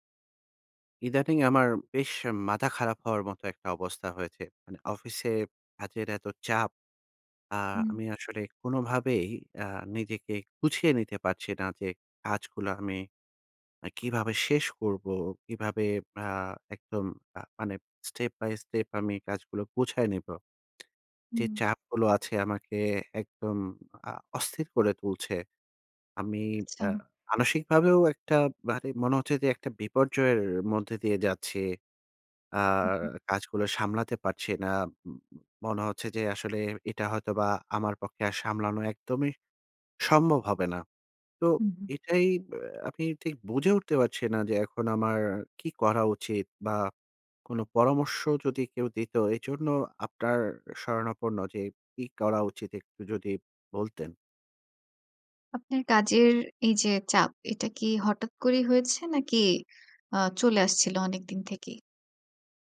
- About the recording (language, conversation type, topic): Bengali, advice, ডেডলাইনের চাপের কারণে আপনার কাজ কি আটকে যায়?
- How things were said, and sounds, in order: tapping